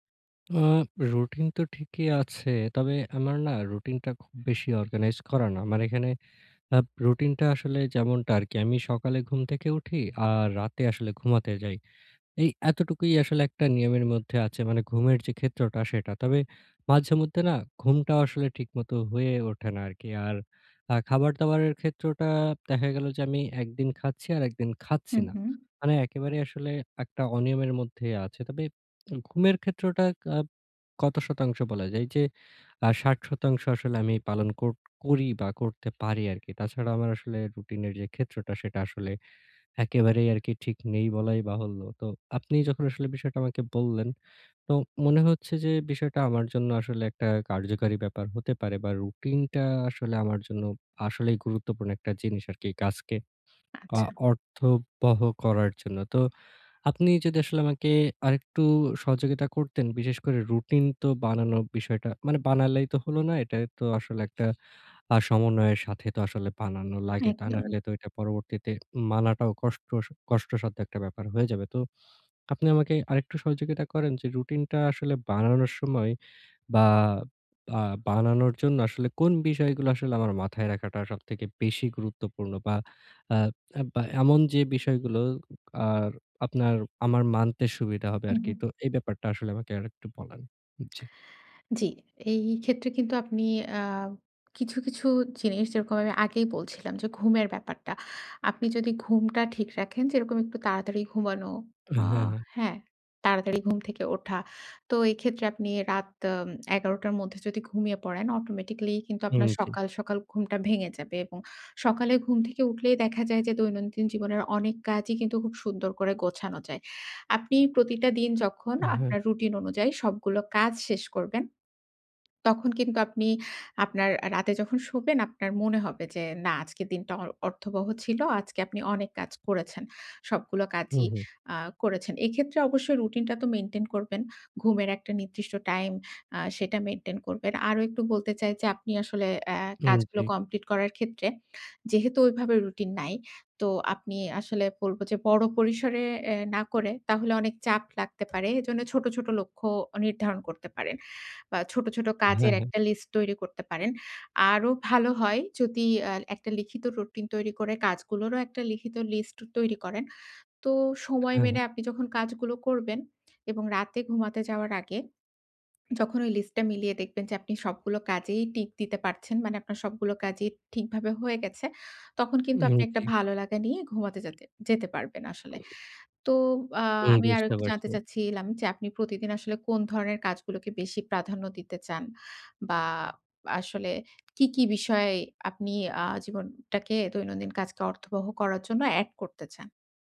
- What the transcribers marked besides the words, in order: other background noise; tapping; horn; throat clearing
- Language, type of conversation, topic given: Bengali, advice, আপনি প্রতিদিনের ছোট কাজগুলোকে কীভাবে আরও অর্থবহ করতে পারেন?